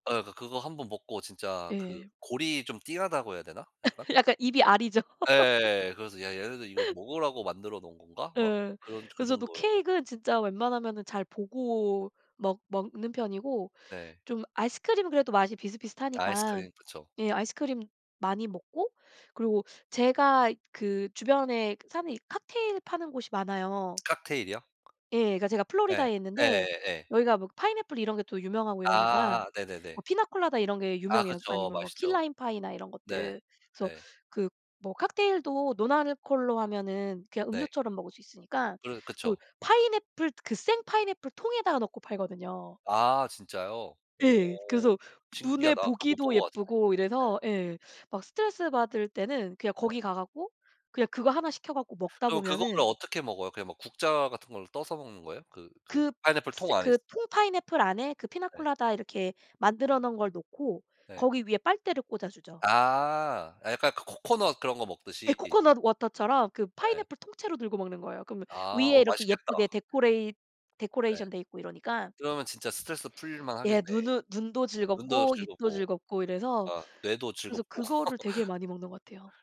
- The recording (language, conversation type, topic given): Korean, unstructured, 자신만의 스트레스 해소법이 있나요?
- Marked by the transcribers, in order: laugh; tapping; other background noise; in English: "데코레잇 데코레이션"; laugh